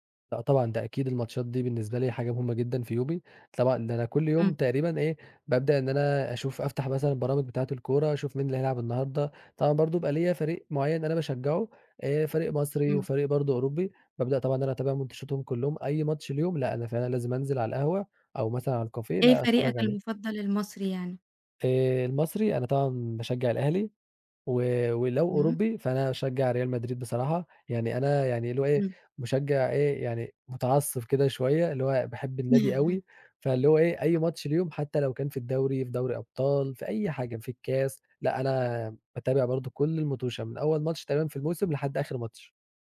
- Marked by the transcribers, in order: other background noise; "ماتشاتهم" said as "متنشاتهم"; in English: "الكافيه"; laugh
- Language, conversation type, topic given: Arabic, podcast, إيه أكتر هواية بتحب تمارسها وليه؟
- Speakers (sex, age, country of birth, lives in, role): female, 20-24, Egypt, Egypt, host; male, 20-24, Egypt, Egypt, guest